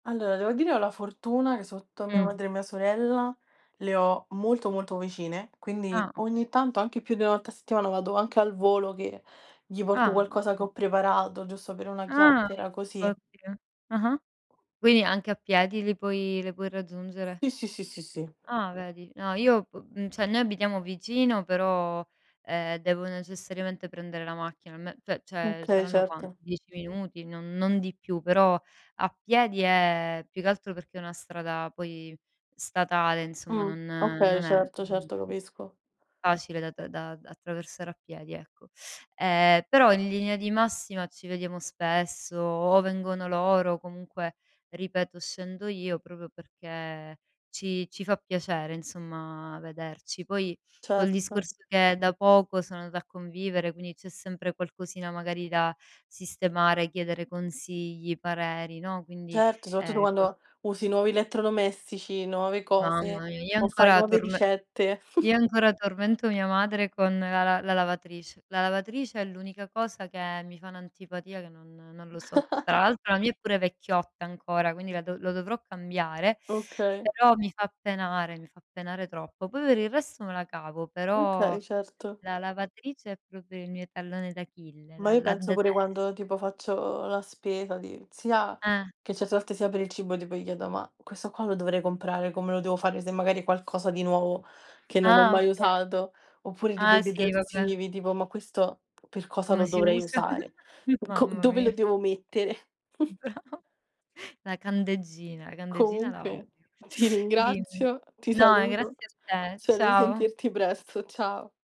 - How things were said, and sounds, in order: other background noise; "cioè" said as "ceh"; "cioè" said as "ceh"; background speech; tapping; chuckle; chuckle; "Okay" said as "ukay"; giggle; laughing while speaking: "Brava"; chuckle
- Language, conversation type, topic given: Italian, unstructured, Come bilanci il tempo tra la famiglia e gli amici?